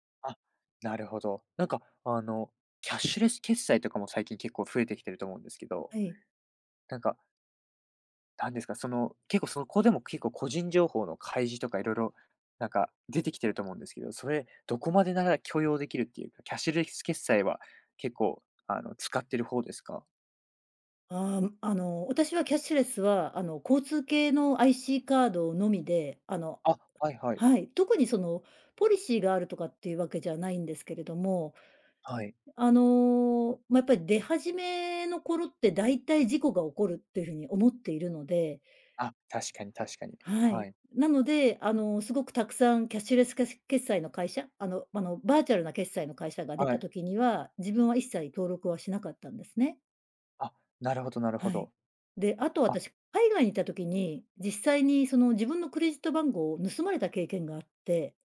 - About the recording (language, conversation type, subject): Japanese, podcast, プライバシーと利便性は、どのように折り合いをつければよいですか？
- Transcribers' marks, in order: tapping; other background noise